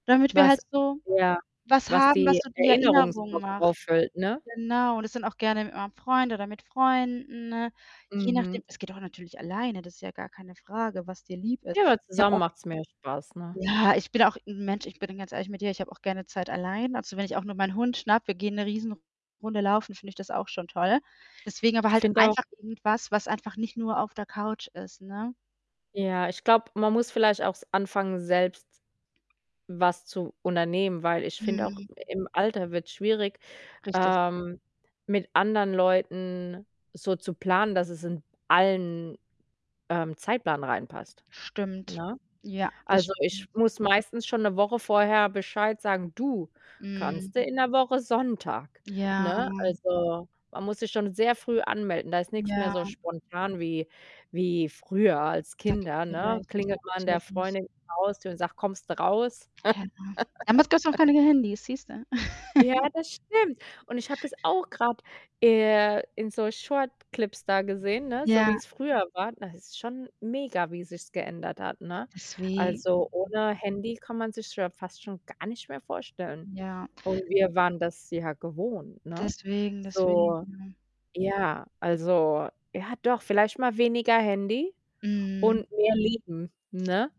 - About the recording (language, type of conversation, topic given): German, podcast, Wie findest du eine gute Balance zwischen Bildschirmzeit und echten sozialen Kontakten?
- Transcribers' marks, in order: static; distorted speech; other background noise; drawn out: "Ja"; drawn out: "Ja"; unintelligible speech; unintelligible speech; chuckle; in English: "Short-Clips"